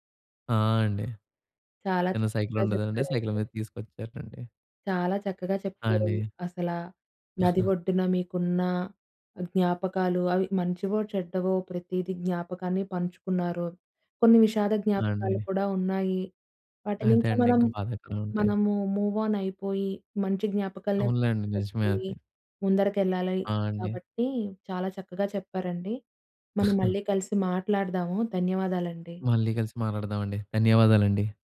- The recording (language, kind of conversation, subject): Telugu, podcast, నది ఒడ్డున నిలిచినప్పుడు మీకు గుర్తొచ్చిన ప్రత్యేక క్షణం ఏది?
- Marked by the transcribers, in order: giggle; in English: "మూవ్ ఆన్"; giggle